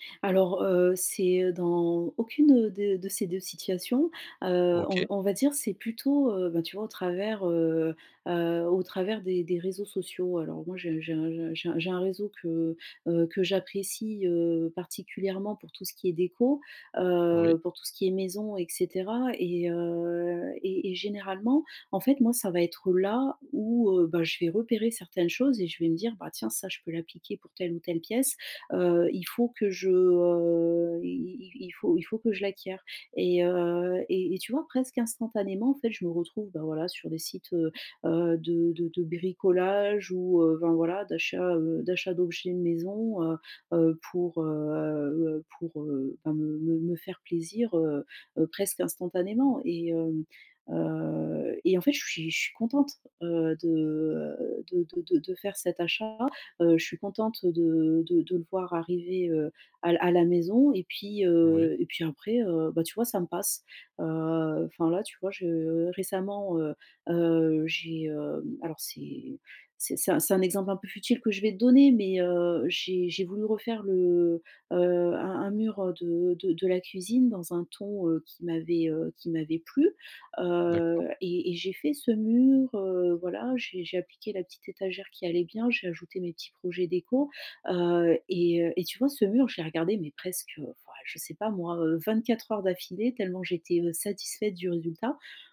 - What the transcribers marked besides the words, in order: drawn out: "heu"; drawn out: "heu"; drawn out: "heu"; drawn out: "heu"; drawn out: "je"; drawn out: "heu"; drawn out: "heu"; drawn out: "heu"; drawn out: "heu"; other background noise
- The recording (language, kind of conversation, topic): French, advice, Comment reconnaître les situations qui déclenchent mes envies et éviter qu’elles prennent le dessus ?